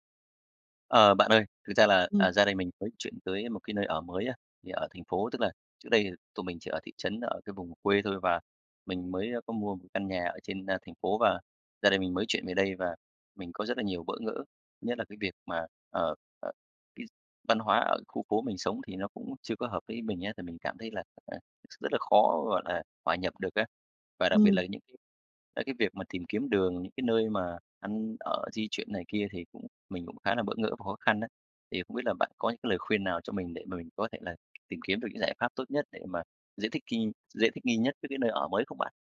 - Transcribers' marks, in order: tapping
- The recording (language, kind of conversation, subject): Vietnamese, advice, Làm sao để thích nghi khi chuyển đến một thành phố khác mà chưa quen ai và chưa quen môi trường xung quanh?
- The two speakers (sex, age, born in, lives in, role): female, 30-34, Vietnam, Vietnam, advisor; male, 35-39, Vietnam, Vietnam, user